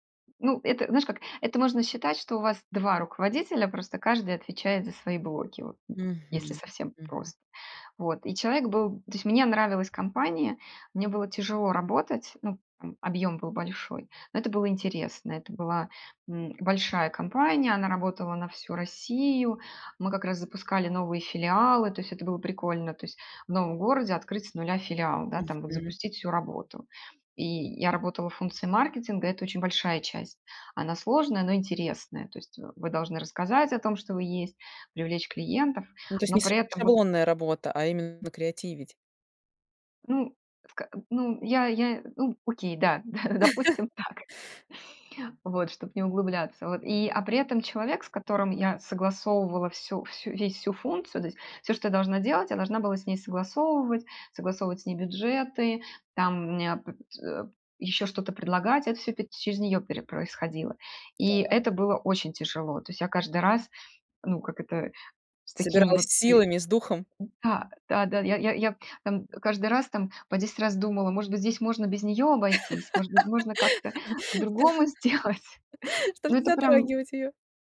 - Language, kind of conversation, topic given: Russian, podcast, Что для тебя важнее — смысл работы или деньги?
- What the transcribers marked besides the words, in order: tapping; other noise; chuckle; laugh; laughing while speaking: "сделать?"